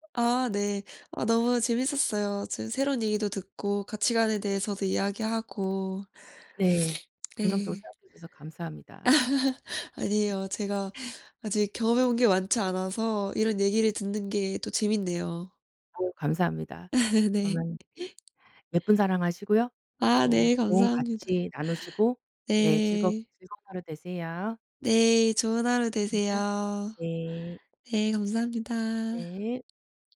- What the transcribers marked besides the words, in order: sniff; other background noise; laugh; laugh; tapping; unintelligible speech
- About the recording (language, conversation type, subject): Korean, unstructured, 당신이 인생에서 가장 중요하게 생각하는 가치는 무엇인가요?